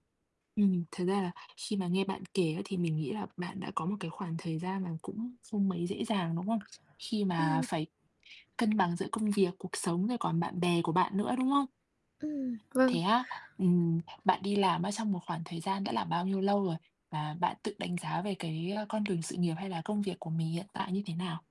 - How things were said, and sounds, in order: other background noise; tapping; static
- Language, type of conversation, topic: Vietnamese, advice, Bạn cảm thấy áp lực phải thăng tiến nhanh trong công việc do kỳ vọng xã hội như thế nào?